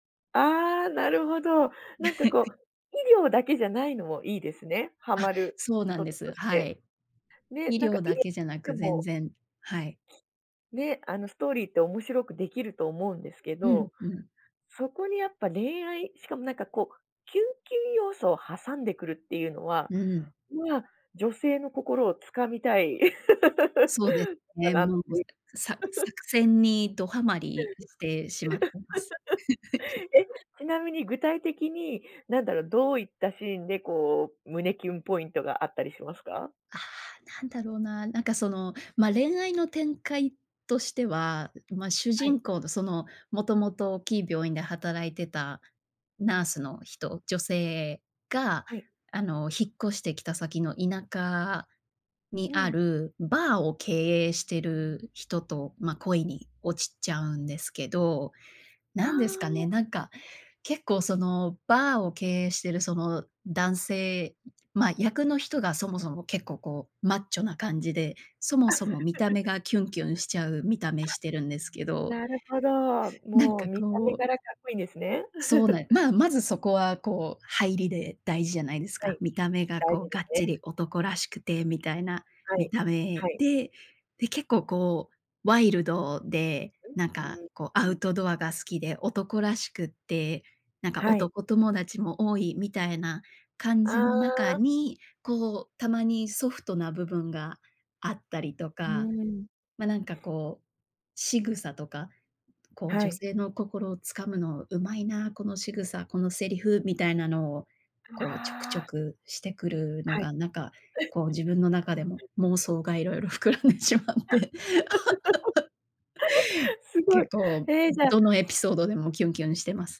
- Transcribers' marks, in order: laugh; other background noise; laugh; laugh; laugh; other noise; laugh; sniff; chuckle; laughing while speaking: "色々膨らんでしまって"; laugh; sniff
- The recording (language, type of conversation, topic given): Japanese, podcast, 最近ハマっているドラマは、どこが好きですか？
- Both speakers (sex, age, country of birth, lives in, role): female, 30-34, Japan, United States, guest; female, 35-39, Japan, Japan, host